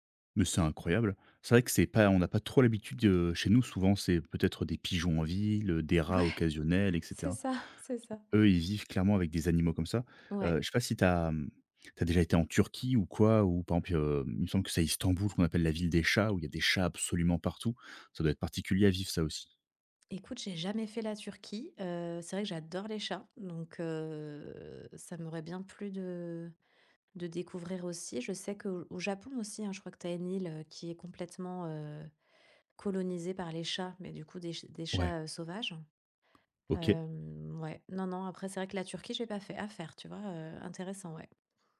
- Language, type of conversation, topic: French, podcast, Peux-tu me raconter une rencontre inattendue avec un animal sauvage ?
- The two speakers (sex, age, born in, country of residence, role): female, 40-44, France, Spain, guest; male, 30-34, France, France, host
- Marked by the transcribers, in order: drawn out: "heu"; tapping